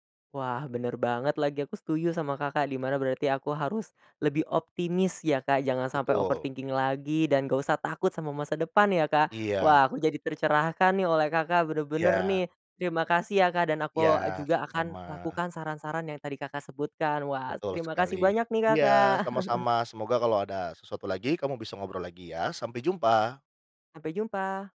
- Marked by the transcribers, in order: in English: "overthinking"; chuckle; tapping
- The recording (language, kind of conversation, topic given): Indonesian, advice, Mengapa saya merasa terjebak memikirkan masa depan secara berlebihan?